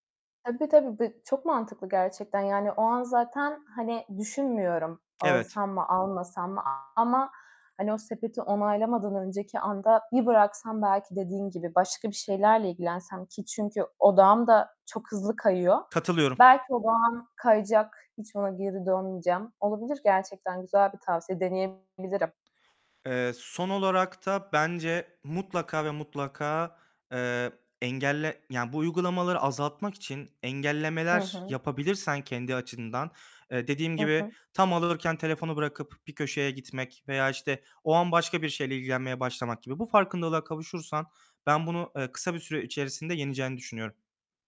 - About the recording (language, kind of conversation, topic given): Turkish, advice, Kontrolsüz anlık alışverişler yüzünden paranızın bitmesini nasıl önleyebilirsiniz?
- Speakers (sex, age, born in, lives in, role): female, 25-29, Turkey, Greece, user; male, 25-29, Turkey, Germany, advisor
- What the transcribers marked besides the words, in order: tapping; other background noise; distorted speech; static